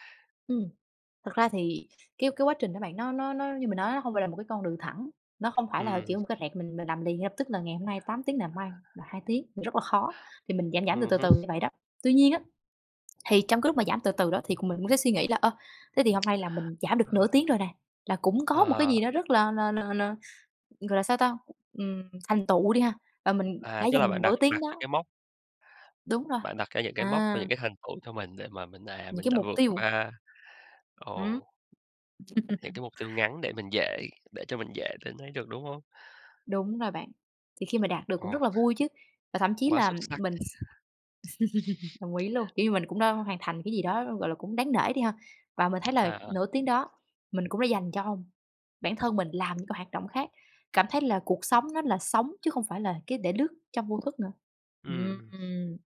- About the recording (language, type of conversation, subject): Vietnamese, podcast, Bạn làm thế nào để ngừng lướt mạng xã hội mãi không dứt?
- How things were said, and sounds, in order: other background noise; laugh; laugh; other noise; tapping